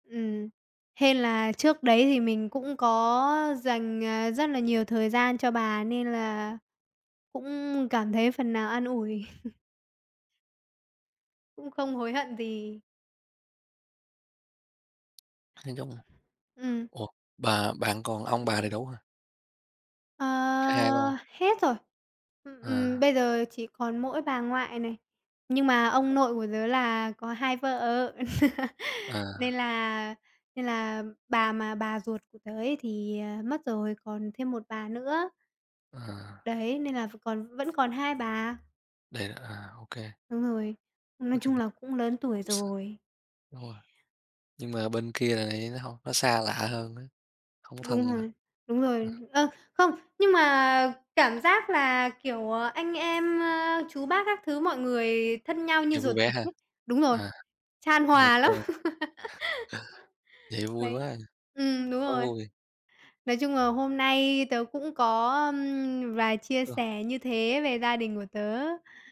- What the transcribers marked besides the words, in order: chuckle; tapping; other background noise; laugh; chuckle; laughing while speaking: "lắm!"; laugh
- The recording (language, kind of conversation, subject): Vietnamese, unstructured, Bạn thường dành thời gian cho gia đình như thế nào?